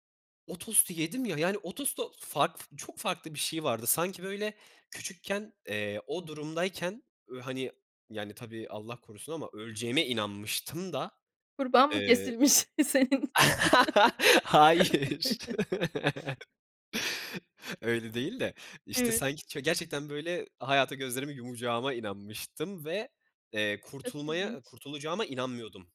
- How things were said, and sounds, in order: laugh; laughing while speaking: "Hayır"; laugh
- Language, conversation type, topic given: Turkish, podcast, Çocukluğundan en sevdiğin yemek anısı hangisi?